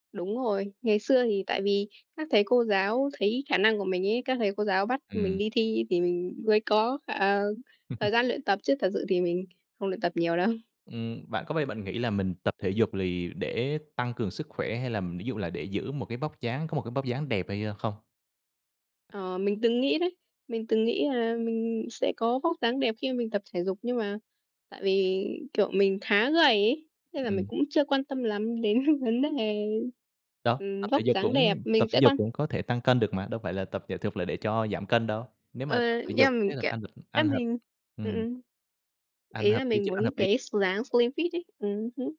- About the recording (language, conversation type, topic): Vietnamese, unstructured, Bạn đã bao giờ ngạc nhiên về khả năng của cơ thể mình khi tập luyện chưa?
- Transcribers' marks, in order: chuckle; tapping; laughing while speaking: "đến"; other background noise; in English: "slim fit"